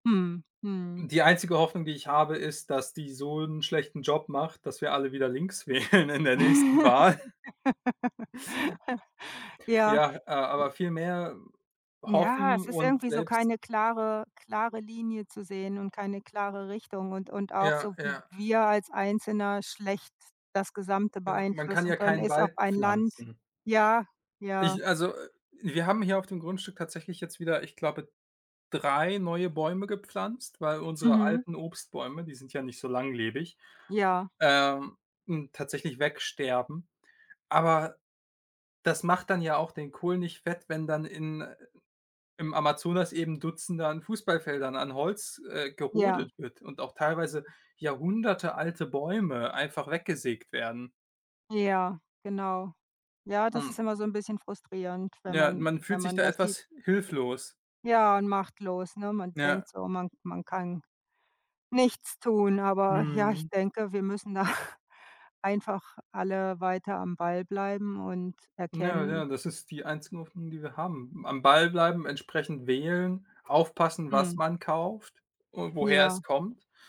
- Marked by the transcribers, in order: laughing while speaking: "wählen"; laugh; laughing while speaking: "Wahl"; tapping; laughing while speaking: "da"
- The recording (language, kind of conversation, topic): German, unstructured, Warum sind Wälder für uns so wichtig?